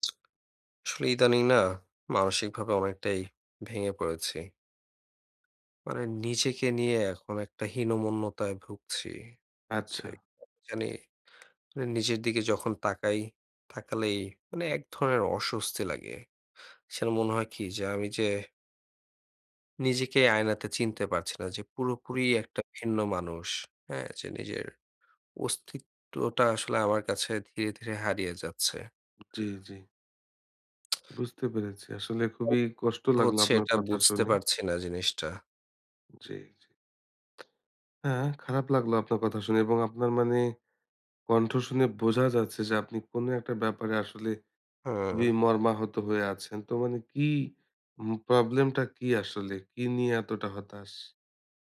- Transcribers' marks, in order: sad: "একটা হীনমন্যতায় ভুগছি"; unintelligible speech; tapping; tsk; unintelligible speech
- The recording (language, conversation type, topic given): Bengali, advice, নিজের শরীর বা চেহারা নিয়ে আত্মসম্মান কমে যাওয়া